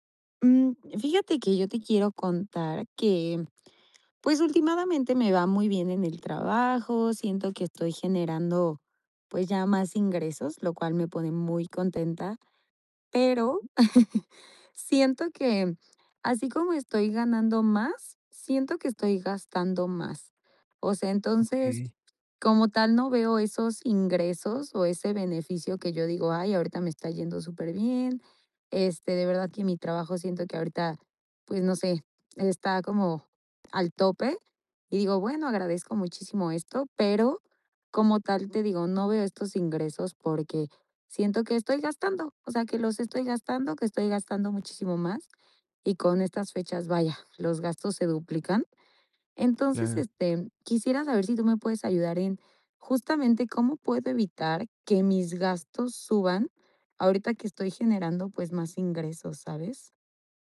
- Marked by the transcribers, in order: other background noise; tapping; laugh; other noise; background speech
- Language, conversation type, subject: Spanish, advice, ¿Cómo evito que mis gastos aumenten cuando gano más dinero?